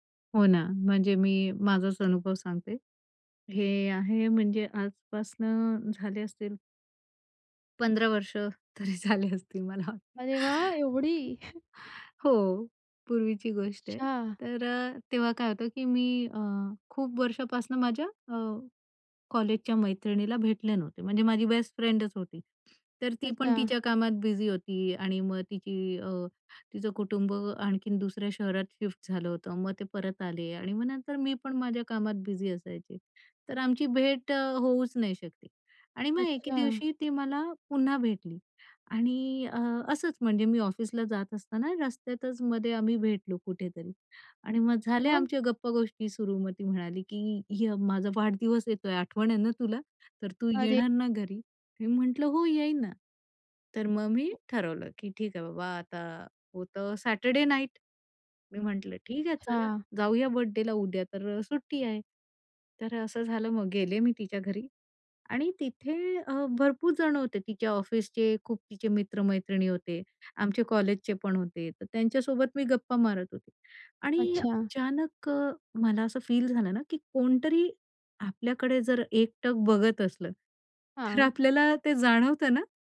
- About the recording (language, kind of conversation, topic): Marathi, podcast, एखाद्या छोट्या संयोगामुळे प्रेम किंवा नातं सुरू झालं का?
- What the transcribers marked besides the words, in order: laughing while speaking: "तरी झाले असतील मला"; chuckle; in English: "फ्रेंडच"; other background noise